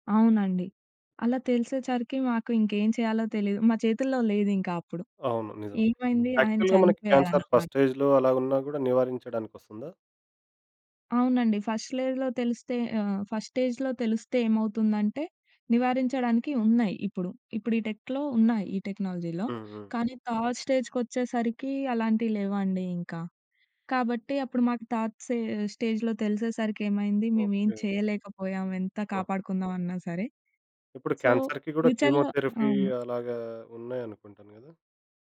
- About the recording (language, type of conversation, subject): Telugu, podcast, ఆరోగ్య సంరక్షణలో భవిష్యత్తులో సాంకేతిక మార్పులు ఎలా ఉండబోతున్నాయి?
- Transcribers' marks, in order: in English: "యాక్చువల్‌గా"; in English: "ఫస్ట్ స్టేజ్‌లో"; in English: "ఫస్ట్"; in English: "ఫస్ట్ స్టేజ్‌లో"; in English: "టెక్‌లో"; in English: "టెక్నాలజీలో"; in English: "థర్డ్"; in English: "థాట్"; in English: "స్టేజ్‌లో"; in English: "సో ఫ్యూచర్‌లో"; in English: "కీమోథెరపీ"